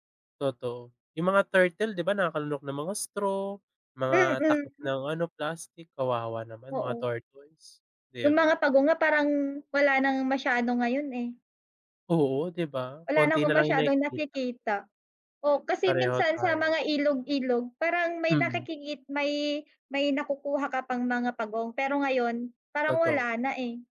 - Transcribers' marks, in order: none
- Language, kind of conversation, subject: Filipino, unstructured, Ano ang nararamdaman mo kapag nakakakita ka ng maruming ilog o dagat?